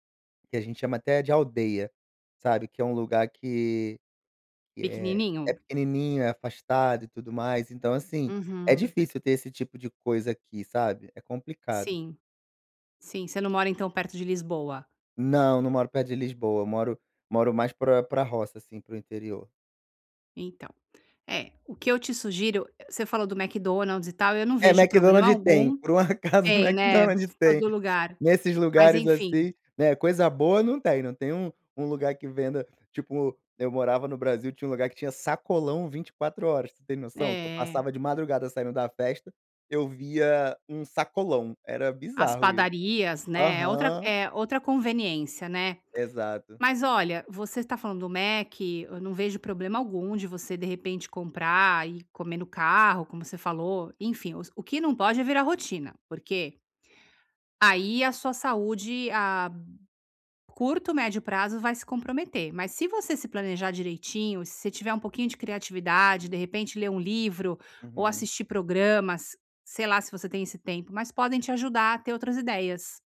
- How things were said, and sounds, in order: none
- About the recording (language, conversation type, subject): Portuguese, advice, Como equilibrar a praticidade dos alimentos industrializados com a minha saúde no dia a dia?